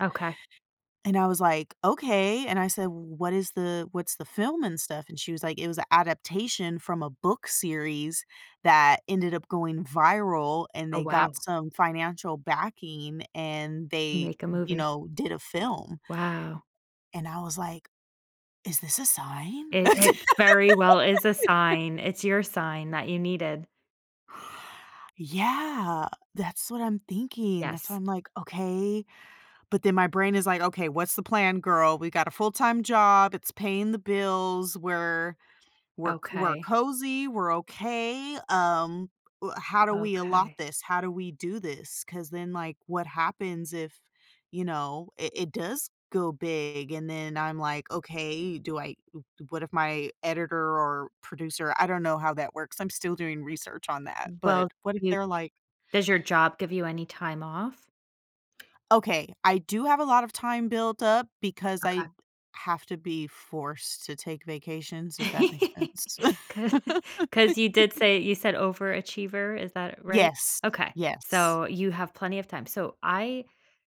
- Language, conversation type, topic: English, advice, How can I prepare for a major life change?
- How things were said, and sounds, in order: laugh; giggle; laughing while speaking: "'Ca"; giggle; laugh